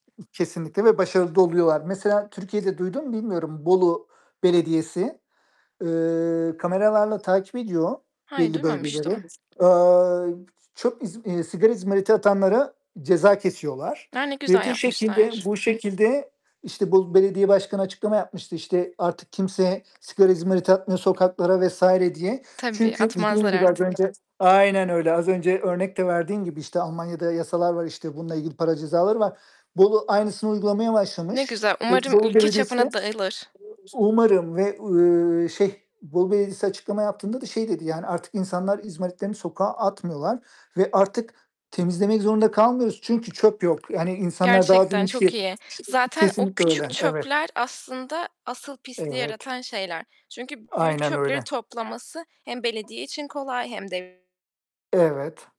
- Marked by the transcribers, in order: other background noise; tapping; background speech; distorted speech
- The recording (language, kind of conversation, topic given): Turkish, unstructured, Sence insanlar çevreyi neden kirletiyor?
- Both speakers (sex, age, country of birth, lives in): female, 20-24, Turkey, Hungary; male, 40-44, Turkey, Romania